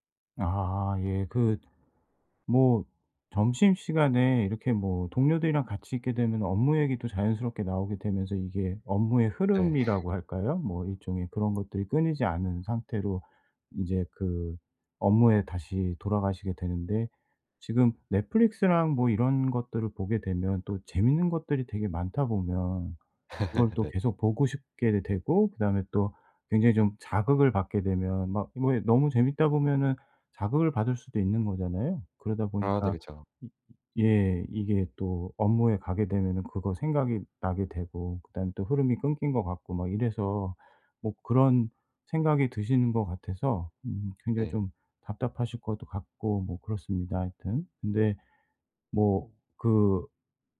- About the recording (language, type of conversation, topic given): Korean, advice, 주의 산만을 줄여 생산성을 유지하려면 어떻게 해야 하나요?
- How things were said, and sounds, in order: laugh; other background noise; laugh